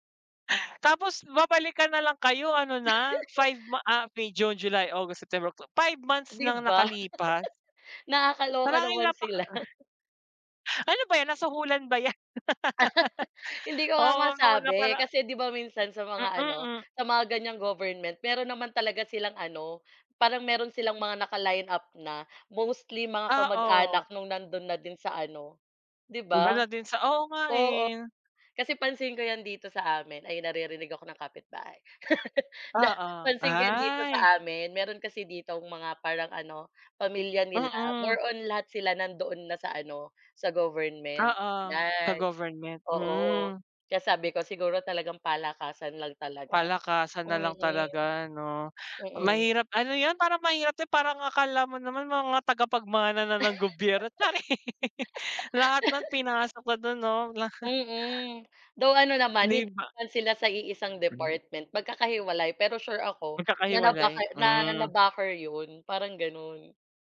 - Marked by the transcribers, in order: giggle; laugh; scoff; exhale; chuckle; laugh; laugh; laugh; laughing while speaking: "Charing"; laugh; chuckle; tapping
- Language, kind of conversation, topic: Filipino, unstructured, Ano ang tingin mo sa mga taong tumatanggap ng suhol sa trabaho?